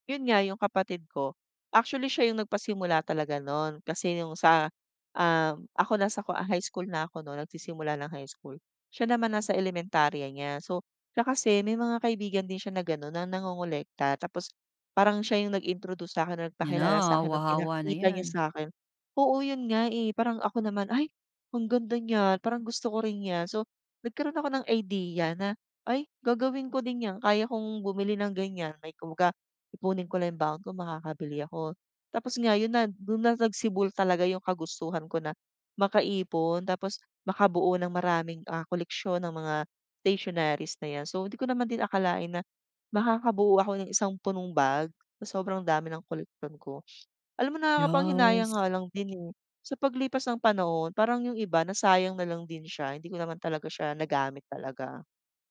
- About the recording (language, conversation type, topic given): Filipino, podcast, Nagkaroon ka ba noon ng koleksyon, at ano ang kinolekta mo at bakit?
- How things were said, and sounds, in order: "Yes" said as "yas"